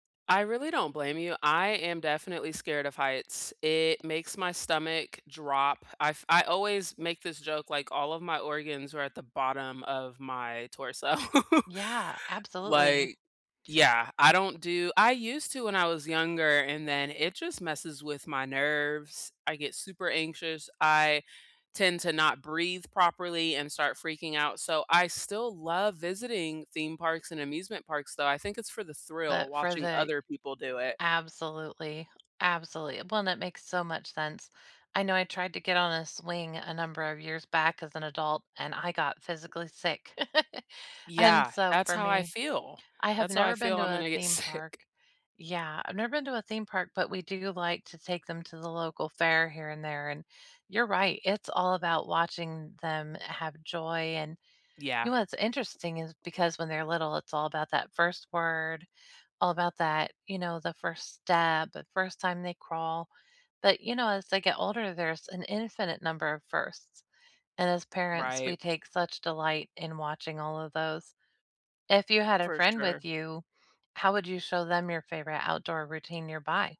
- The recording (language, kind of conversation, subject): English, unstructured, What’s your favorite way to get outdoors where you live, and what makes it special?
- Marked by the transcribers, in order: tapping; laugh; chuckle; laughing while speaking: "sick"